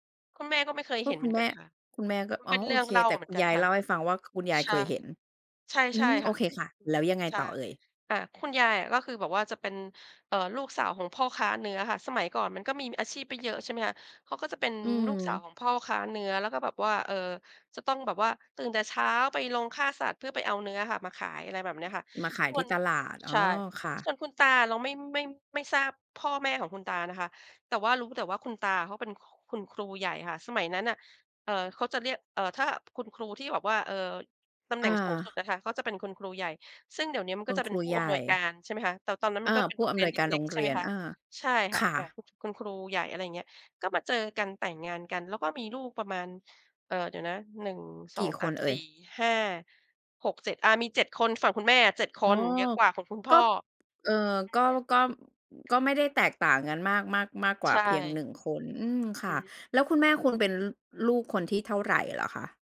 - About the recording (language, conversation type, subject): Thai, podcast, คุณเติบโตมาในครอบครัวแบบไหน?
- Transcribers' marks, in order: none